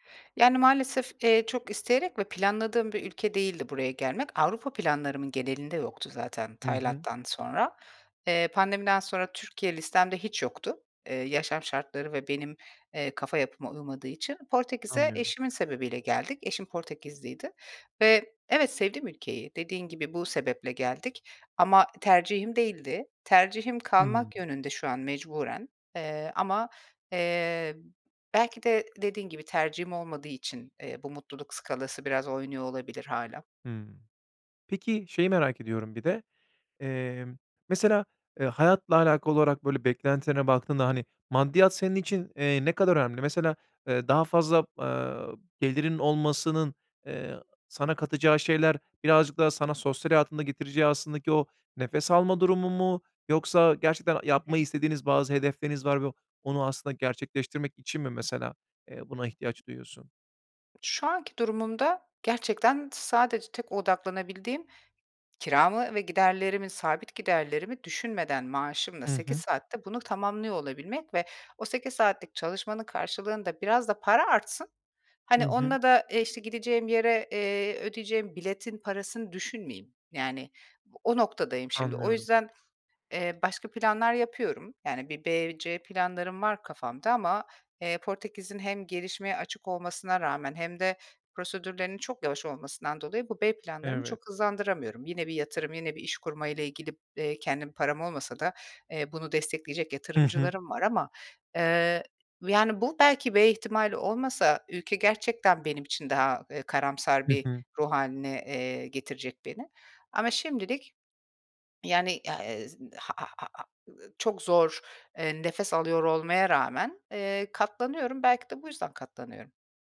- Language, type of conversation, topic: Turkish, advice, Rutin hayatın monotonluğu yüzünden tutkularını kaybetmiş gibi mi hissediyorsun?
- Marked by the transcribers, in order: other background noise; unintelligible speech